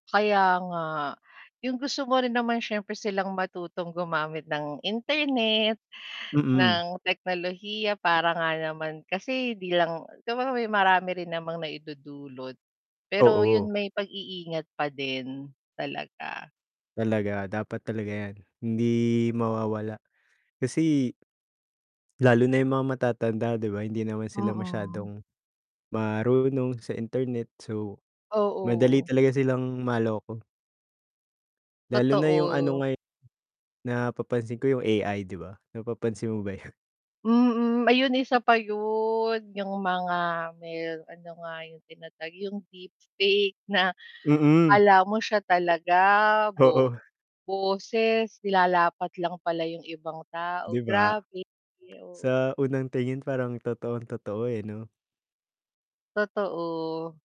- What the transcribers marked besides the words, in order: static; distorted speech; drawn out: "yun"; in English: "deep fake"
- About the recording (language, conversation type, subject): Filipino, unstructured, Ano ang mga alalahanin mo tungkol sa seguridad sa internet?